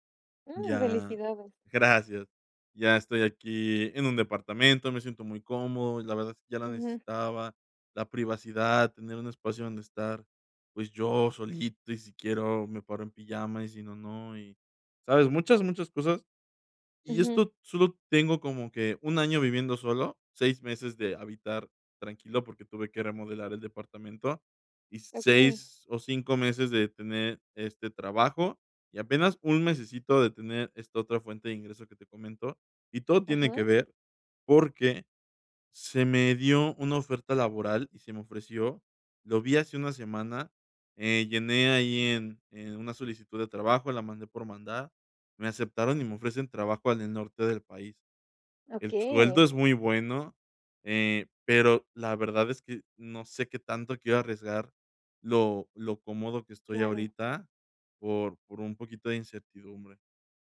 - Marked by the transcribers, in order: none
- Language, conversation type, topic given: Spanish, advice, Miedo a sacrificar estabilidad por propósito